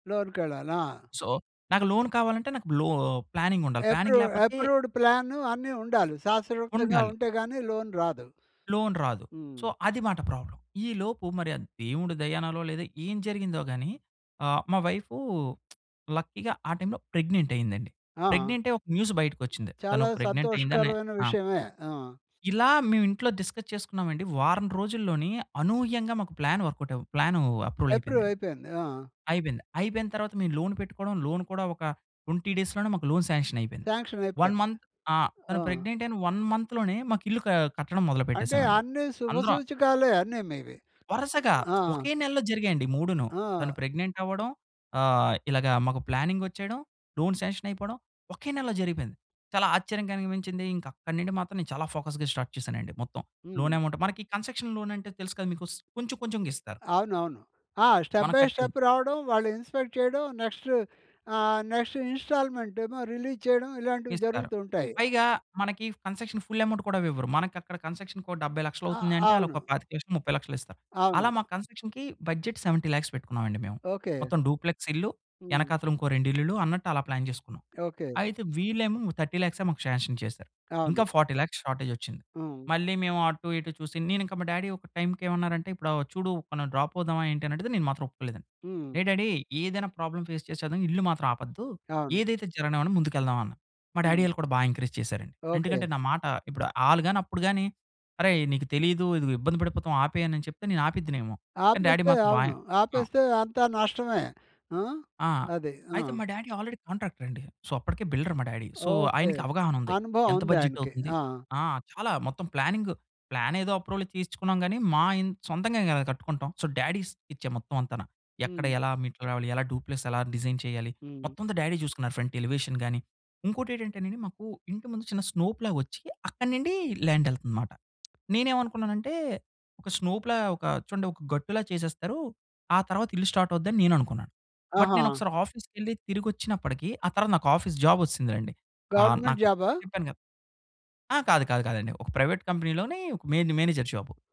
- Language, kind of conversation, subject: Telugu, podcast, ఒక పెద్ద లక్ష్యాన్ని చిన్న భాగాలుగా ఎలా విభజిస్తారు?
- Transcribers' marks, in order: in English: "సో"; in English: "లోన్"; in English: "ఎప్రూవ్ ఎప్రూవ్డ్"; in English: "ప్లానింగ్"; in English: "లోన్"; in English: "లోన్"; in English: "సో"; in English: "ప్రాబ్లమ్"; lip smack; in English: "లక్కీగా"; other background noise; in English: "డిస్కస్"; in English: "ప్లాన్"; in English: "లోన్"; in English: "లోన్"; in English: "ట్వెంటీ డేస్"; in English: "లోన్"; in English: "వన్ మంత్"; in English: "వన్ మంత్"; lip smack; tapping; in English: "లోన్"; "కలిగించింది" said as "కనిగిమించింది"; in English: "ఫోకస్‌గా స్టార్ట్"; in English: "లోన్"; in English: "కన్సక్షన్"; in English: "స్టెప్ బై స్టెప్"; in English: "ఇన్స్‌పెక్ట్"; in English: "రిలీజ్"; in English: "ఫుల్ యమౌంట్"; "ఇవ్వరు" said as "వివ్వరు"; in English: "కన్సక్షన్‌కో"; in English: "కన్సక్షన్‌కీ బడ్జెట్ సెవెంటీ ల్యాక్స్"; other noise; in English: "ప్లాన్"; in English: "థర్టీ"; in English: "ఫార్టీ ల్యాక్స్"; in English: "డ్యాడీ"; in English: "డ్యాడీ"; in English: "ప్రాబ్లమ్ ఫేస్"; in English: "డ్యాడీ"; in English: "ఎంకరేజ్"; in English: "డ్యాడీ"; in English: "డ్యాడీ ఆల్రెడీ"; in English: "సో"; in English: "బిల్డర్"; in English: "డ్యాడీ. సో"; in English: "అప్రూవల్"; in English: "సో, డ్యాడీ"; in English: "డిజైన్"; in English: "డ్యాడీ"; in English: "ఫ్రంట్ ఎలివేషన్"; in English: "బట్"; in English: "ఆఫీస్‌కెళ్లి"; in English: "గవర్నమెంట్"; in English: "ప్రైవేట్ కంపెనీలోనీ"; in English: "మెయిన్‌ని మేనేజర్"